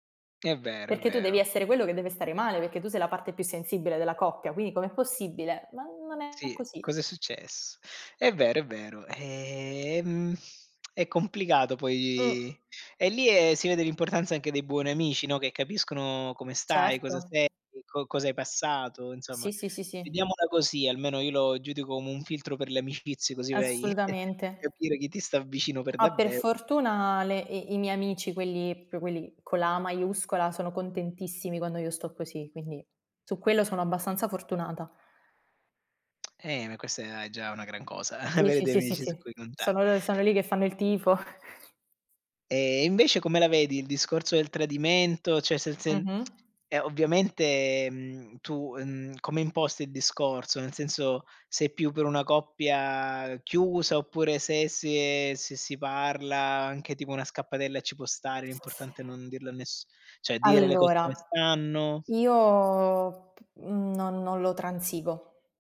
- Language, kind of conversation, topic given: Italian, unstructured, È giusto controllare il telefono del partner per costruire fiducia?
- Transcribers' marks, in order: chuckle; chuckle; chuckle; "cioè" said as "ceh"; other background noise